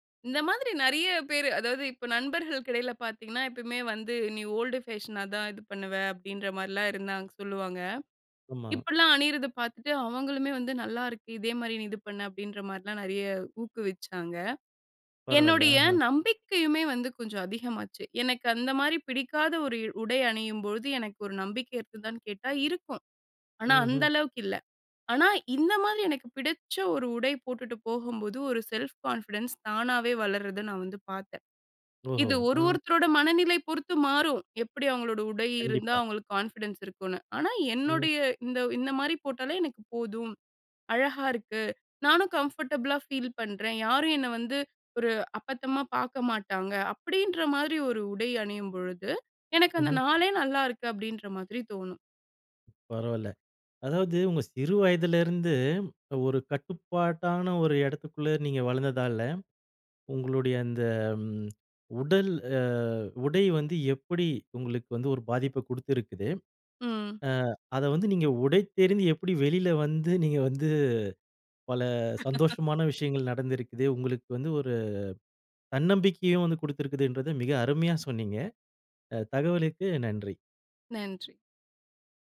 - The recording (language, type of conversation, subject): Tamil, podcast, புதிய தோற்றம் உங்கள் உறவுகளுக்கு எப்படி பாதிப்பு கொடுத்தது?
- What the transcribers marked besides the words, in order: in English: "ஓல்டு ஃபேஷனா"; other noise; in English: "செல்ஃப் கான்ஃபிடன்ஸ்"; in English: "கான்ஃபிடன்ஸ்"; in English: "கம்ஃபர்டபுளா ஃபீல்"; tongue click; chuckle; laugh